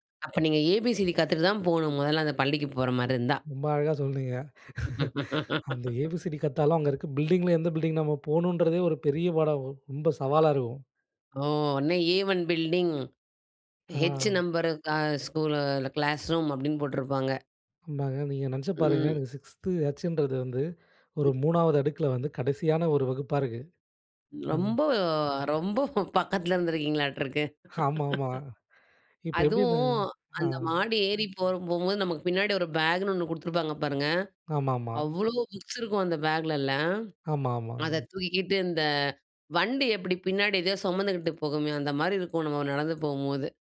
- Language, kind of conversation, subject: Tamil, podcast, பள்ளிக்கால நினைவில் உனக்கு மிகப்பெரிய பாடம் என்ன?
- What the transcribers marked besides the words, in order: laugh; in English: "ஏ ஒன் பில்டிங் ஹெச் நம்பர்"; laughing while speaking: "பக்கத்ல இருந்துருக்கீங்களாட்ருக்கு"; laughing while speaking: "ஆமாமா"